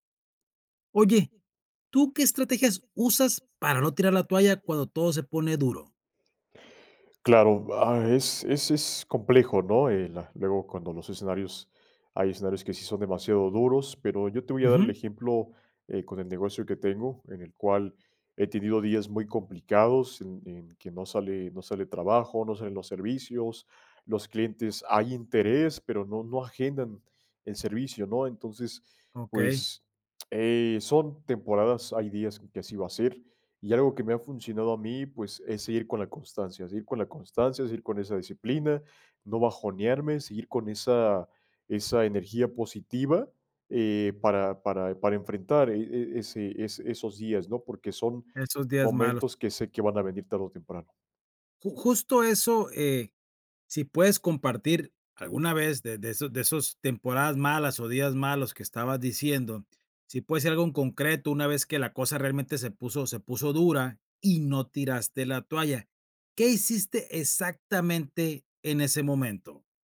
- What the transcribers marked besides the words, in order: none
- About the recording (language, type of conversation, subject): Spanish, podcast, ¿Qué estrategias usas para no tirar la toalla cuando la situación se pone difícil?